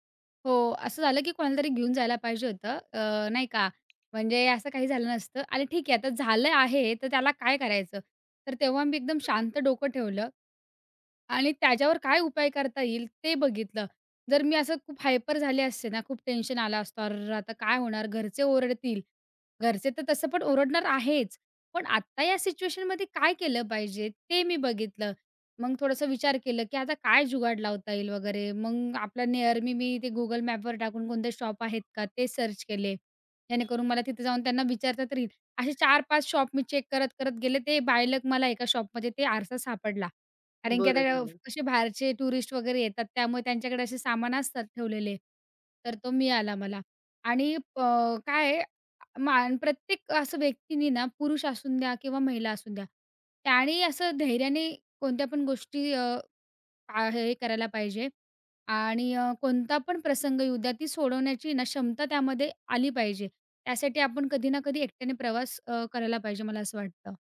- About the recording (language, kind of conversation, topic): Marathi, podcast, एकट्याने प्रवास करताना तुम्हाला स्वतःबद्दल काय नवीन कळले?
- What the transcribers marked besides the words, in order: tapping; other background noise; in English: "हायपर"; in English: "सिच्युएशनमध्ये"; in English: "निअर"; in English: "शॉप"; in English: "सर्च"; horn; in English: "शॉप"; in English: "चेक"; in English: "बाय लक"; in English: "शॉपमध्ये"